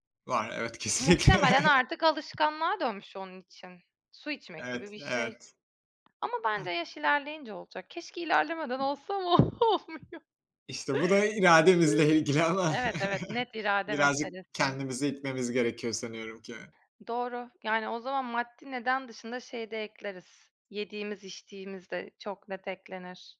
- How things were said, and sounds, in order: laughing while speaking: "kesinlikle"; other background noise; tapping; laughing while speaking: "olmuyor"; unintelligible speech; chuckle
- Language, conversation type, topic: Turkish, unstructured, Spor salonları pahalı olduğu için spor yapmayanları haksız mı buluyorsunuz?